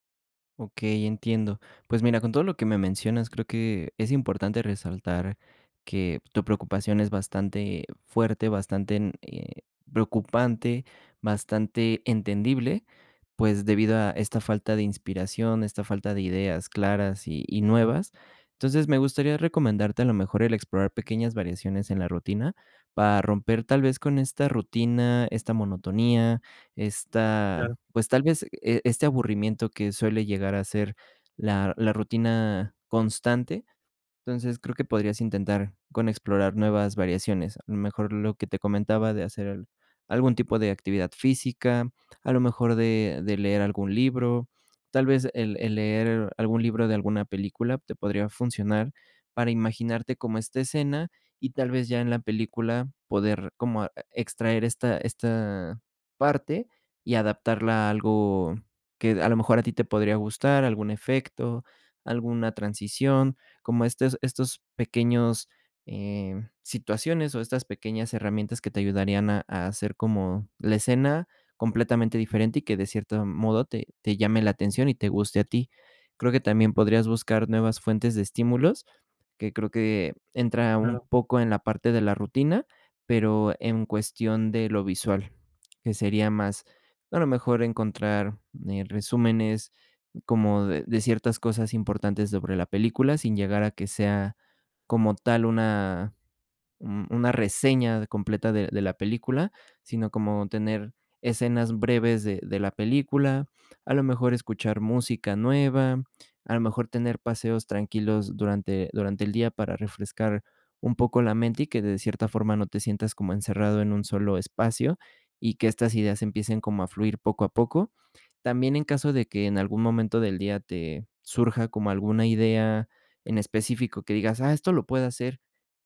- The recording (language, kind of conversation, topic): Spanish, advice, ¿Qué puedo hacer si no encuentro inspiración ni ideas nuevas?
- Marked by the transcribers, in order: none